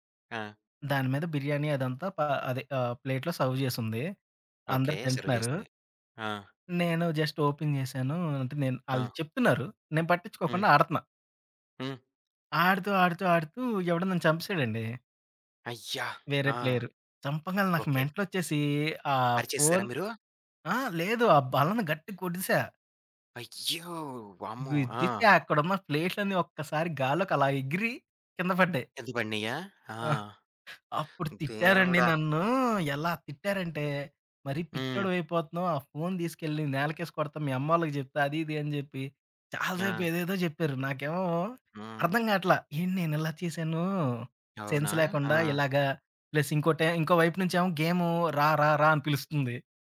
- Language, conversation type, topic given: Telugu, podcast, కల్పిత ప్రపంచాల్లో ఉండటం మీకు ఆకర్షణగా ఉందా?
- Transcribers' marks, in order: in English: "ప్లేట్‌లో సర్వ్"; in English: "సర్వ్"; other background noise; in English: "జస్ట్ ఓపెన్"; in English: "సెన్స్"; in English: "ప్లస్"